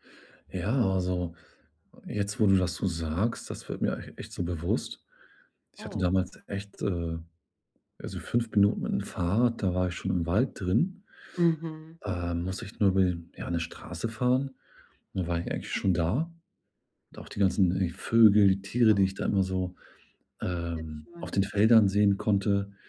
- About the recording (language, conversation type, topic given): German, advice, Wie kann ich beim Umzug meine Routinen und meine Identität bewahren?
- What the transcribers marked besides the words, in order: none